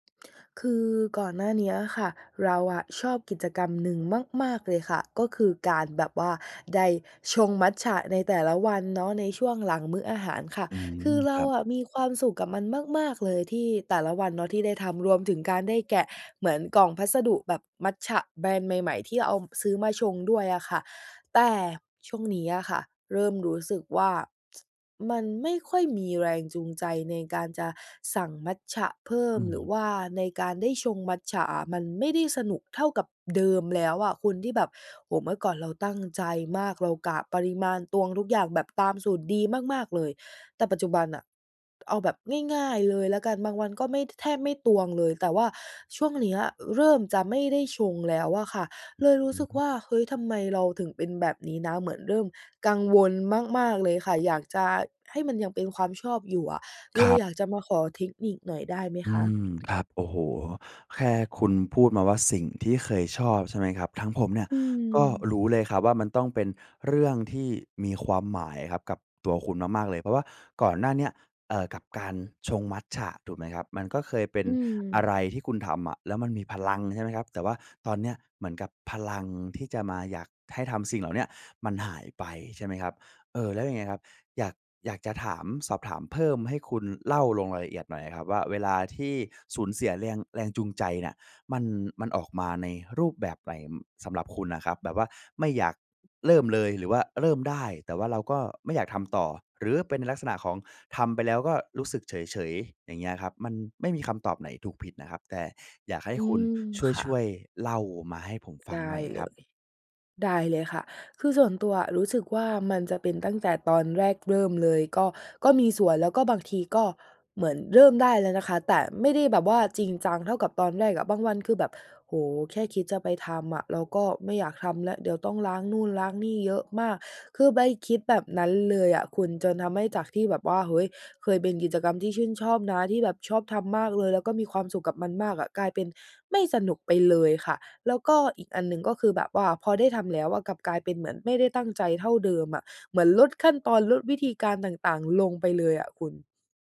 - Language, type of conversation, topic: Thai, advice, ฉันเริ่มหมดแรงจูงใจที่จะทำสิ่งที่เคยชอบ ควรเริ่มทำอะไรได้บ้าง?
- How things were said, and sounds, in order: tapping; tsk